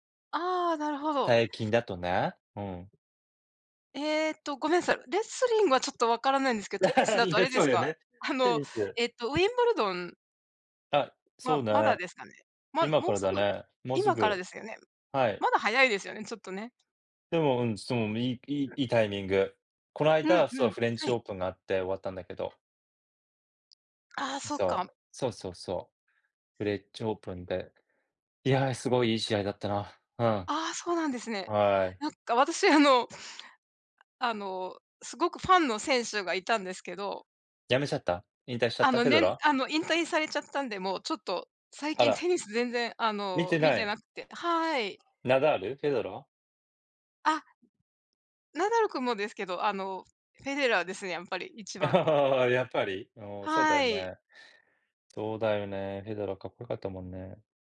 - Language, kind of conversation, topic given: Japanese, unstructured, 技術の進歩によって幸せを感じたのはどんなときですか？
- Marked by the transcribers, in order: tapping; laugh; laughing while speaking: "れ、そうだよね"; other background noise; laugh